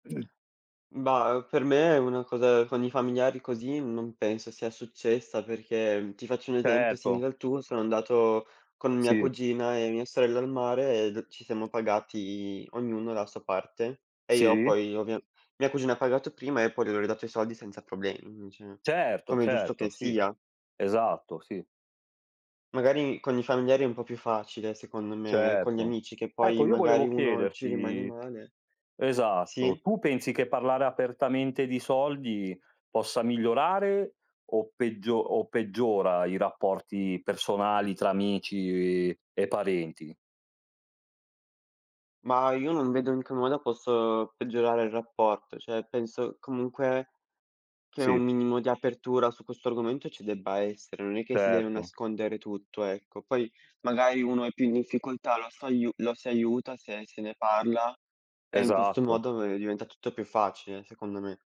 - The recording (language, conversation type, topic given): Italian, unstructured, Hai mai litigato per soldi con un amico o un familiare?
- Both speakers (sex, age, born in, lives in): male, 18-19, Italy, Italy; male, 40-44, Italy, Italy
- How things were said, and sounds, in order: unintelligible speech; "cioè" said as "ceh"